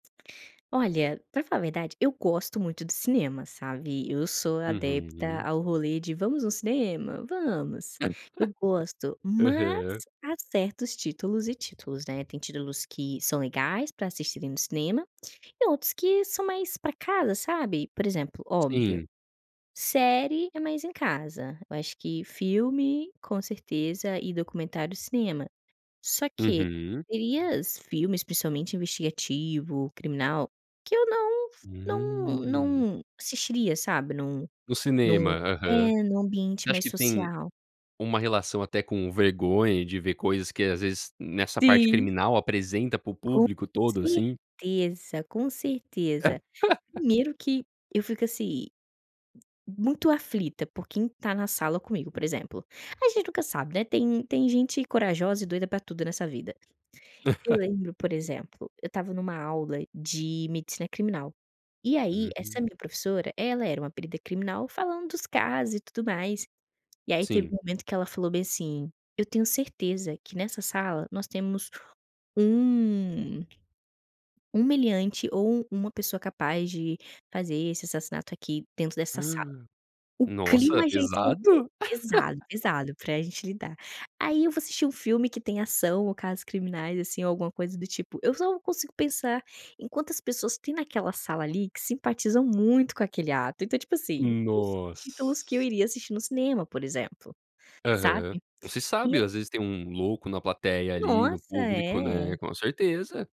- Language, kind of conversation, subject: Portuguese, podcast, Como você decide entre assistir a um filme no cinema ou em casa?
- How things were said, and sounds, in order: tapping; chuckle; unintelligible speech; drawn out: "Hum"; laugh; laugh; gasp; laugh; drawn out: "Nossa"